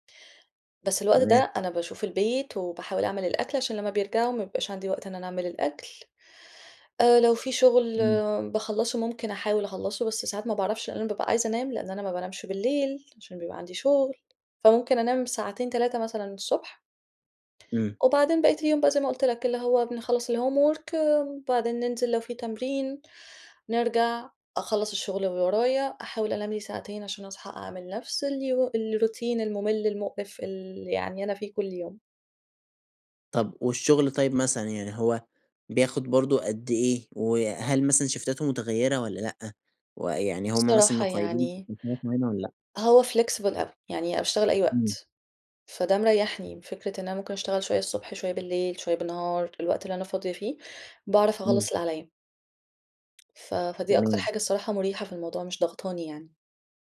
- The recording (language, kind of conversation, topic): Arabic, advice, إزاي أقدر ألاقي وقت للراحة والهوايات؟
- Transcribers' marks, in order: in English: "الhomework"; in English: "الروتين"; in English: "شيفتاته"; unintelligible speech; in English: "flexible"